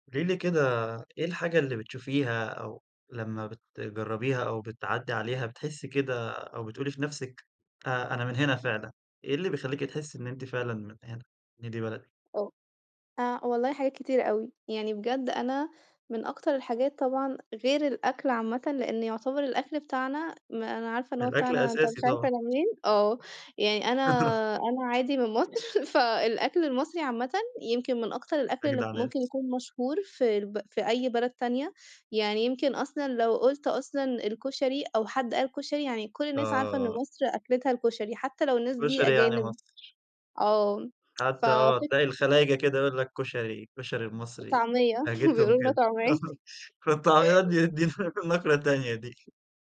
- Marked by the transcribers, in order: tapping; laugh; laugh; laughing while speaking: "طعمية"; laugh; laughing while speaking: "في الطعميّات دي دي نقرة تانية دي"
- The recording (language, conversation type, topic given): Arabic, podcast, إيه الحاجات اللي بتحسسك إنك بجد من هنا؟